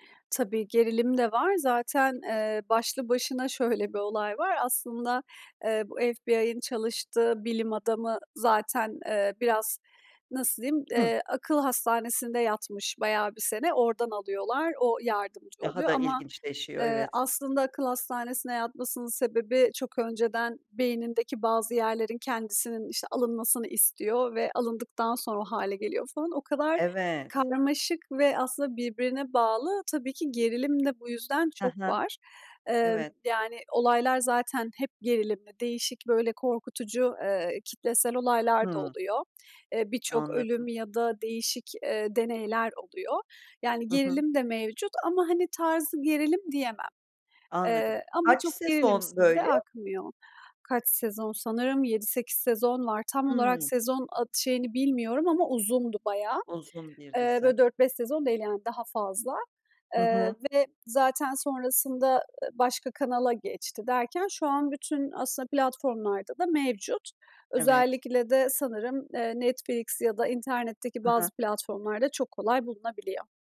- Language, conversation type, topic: Turkish, podcast, Hangi dizi seni bambaşka bir dünyaya sürükledi, neden?
- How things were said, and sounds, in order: other background noise